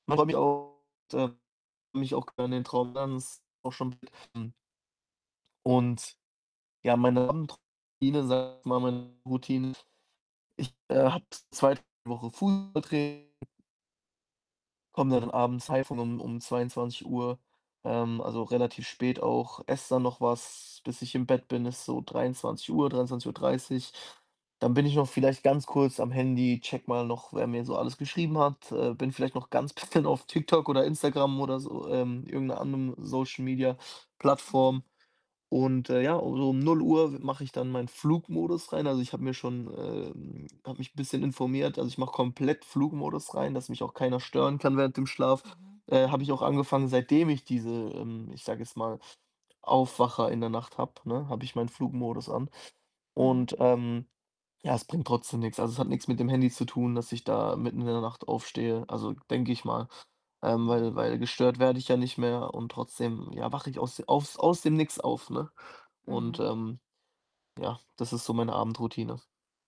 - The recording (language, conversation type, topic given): German, advice, Wie kann ich häufiges nächtliches Aufwachen und nicht erholsamen Schlaf verbessern?
- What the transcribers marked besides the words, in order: distorted speech; unintelligible speech; unintelligible speech; other background noise; static; laughing while speaking: "bisschen"